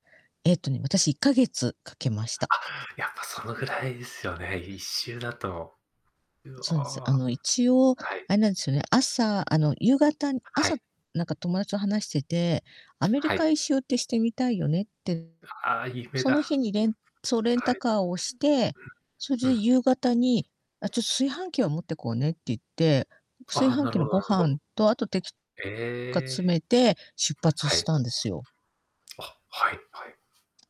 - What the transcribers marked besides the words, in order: distorted speech; other background noise
- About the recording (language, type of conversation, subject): Japanese, unstructured, 旅行先でいちばん驚いた場所はどこですか？